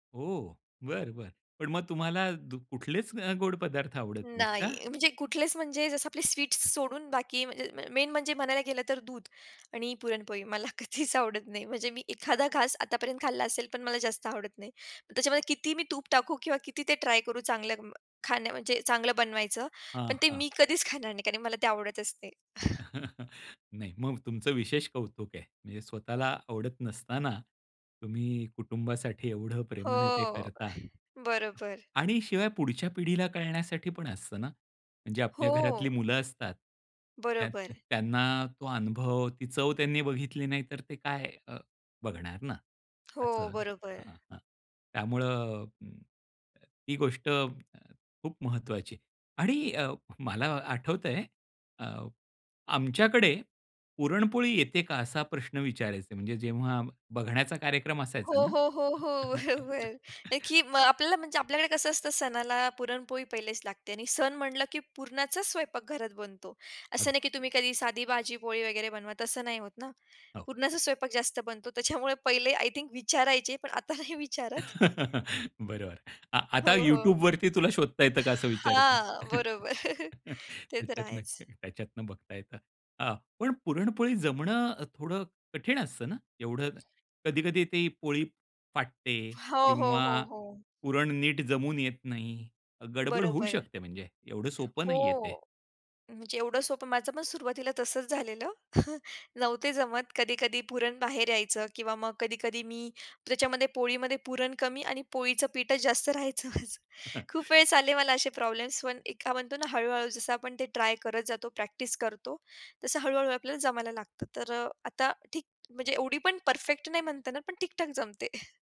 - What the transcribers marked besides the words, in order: unintelligible speech; other background noise; laughing while speaking: "मला कधीच आवडत नाही"; chuckle; tapping; other noise; chuckle; in English: "आय थिंक"; laughing while speaking: "पण आता नाही विचारत"; chuckle; chuckle; unintelligible speech; chuckle; chuckle; chuckle
- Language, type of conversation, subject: Marathi, podcast, सणांमध्ये घरच्या जुन्या पाककृती तुम्ही कशा जपता?